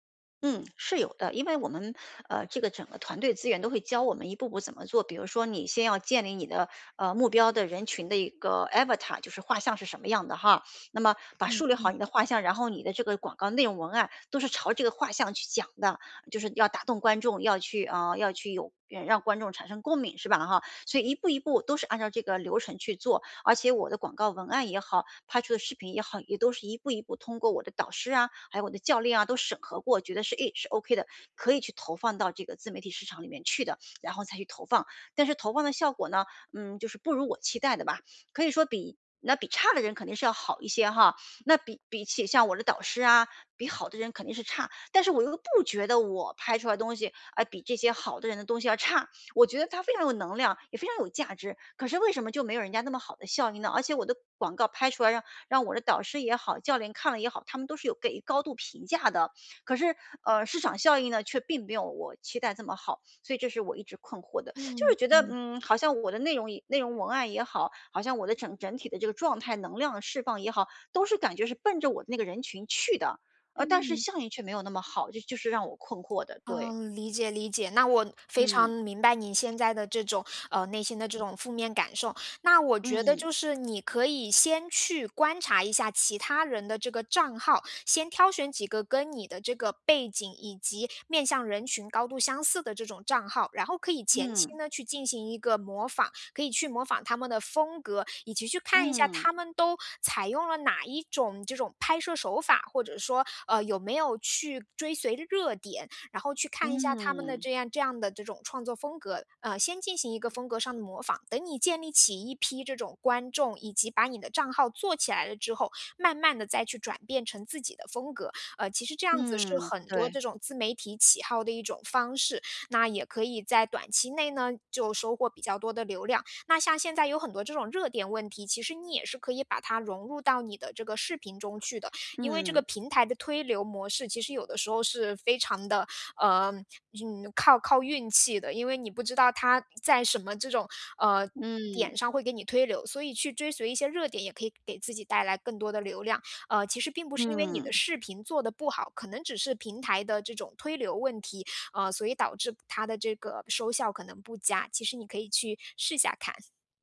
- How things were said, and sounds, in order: in English: "avatar"
- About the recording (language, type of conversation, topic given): Chinese, advice, 我怎样才能摆脱反复出现的负面模式？